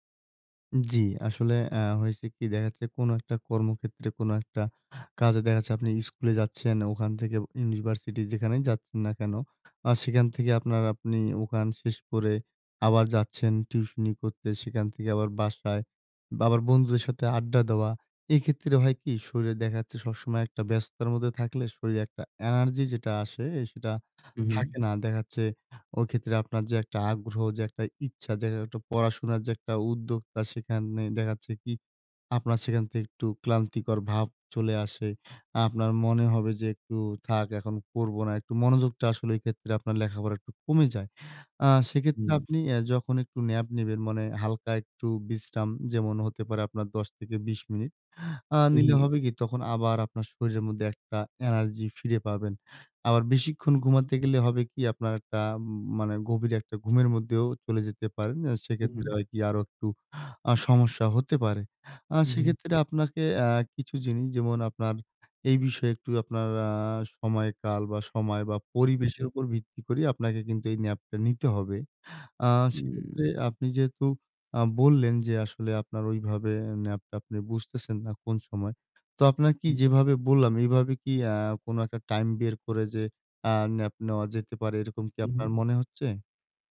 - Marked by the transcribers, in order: none
- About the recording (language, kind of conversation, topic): Bengali, advice, কাজের মাঝে দ্রুত শক্তি বাড়াতে সংক্ষিপ্ত ঘুম কীভাবে ও কখন নেবেন?